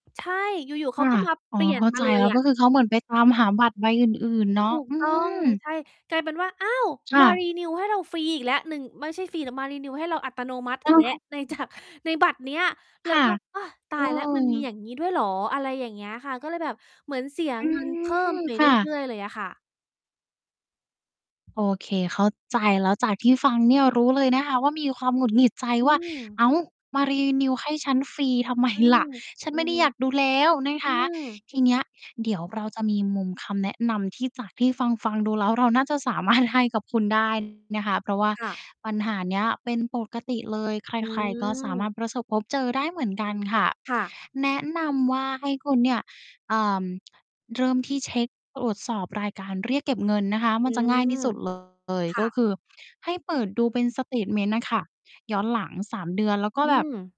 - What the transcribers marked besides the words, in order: mechanical hum; in English: "renew"; in English: "renew"; distorted speech; tapping; in English: "renew"; laughing while speaking: "ไม"; laughing while speaking: "สามารถให้"; other background noise
- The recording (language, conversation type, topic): Thai, advice, คุณสมัครบริการหรือแอปหลายอย่างแล้วลืมยกเลิกจนเงินถูกหักไปเรื่อย ๆ ทีละเล็กทีละน้อยใช่ไหม?